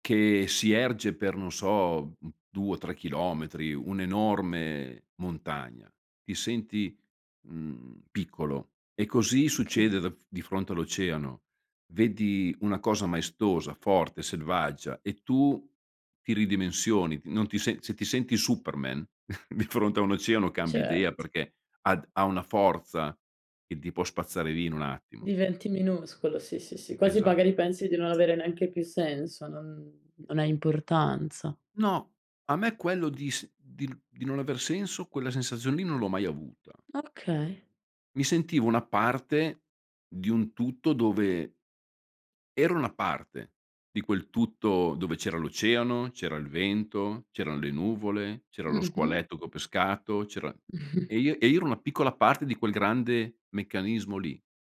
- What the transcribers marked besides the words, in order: chuckle; laughing while speaking: "di fronte"; chuckle
- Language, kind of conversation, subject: Italian, podcast, Che impressione ti fanno gli oceani quando li vedi?